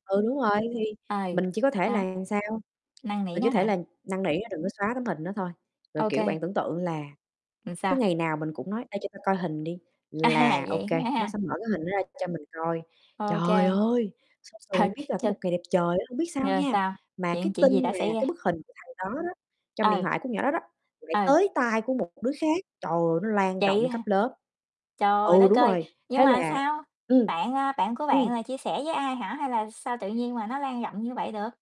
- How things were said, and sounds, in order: distorted speech; other background noise; "làm" said as "ừn"; tapping; laughing while speaking: "À"; unintelligible speech; mechanical hum; "ơi" said as "cơi"
- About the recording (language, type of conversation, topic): Vietnamese, unstructured, Bạn có kỷ niệm vui nào khi học cùng bạn bè không?